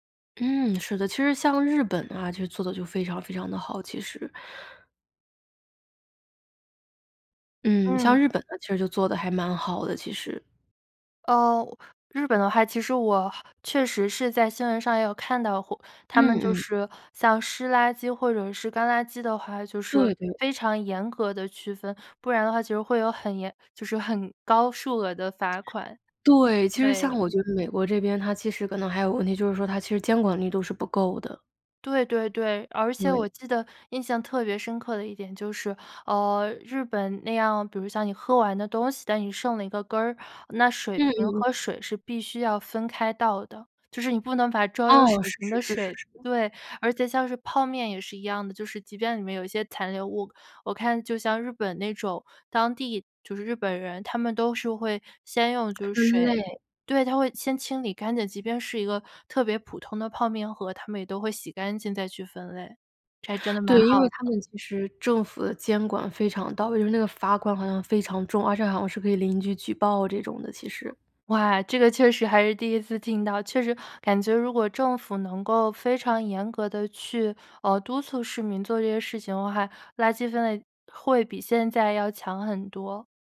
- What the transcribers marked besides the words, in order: other background noise
- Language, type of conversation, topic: Chinese, podcast, 你家是怎么做垃圾分类的？